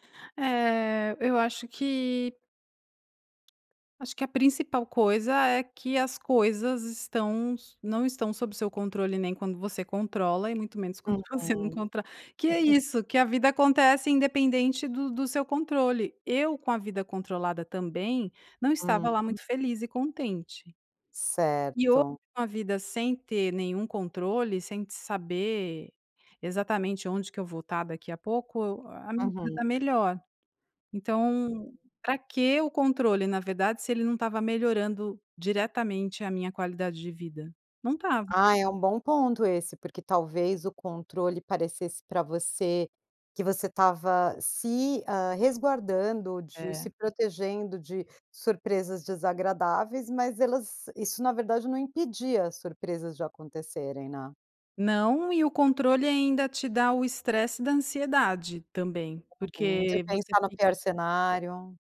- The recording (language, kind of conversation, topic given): Portuguese, podcast, Como você lida com dúvidas sobre quem você é?
- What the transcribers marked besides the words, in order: tapping; chuckle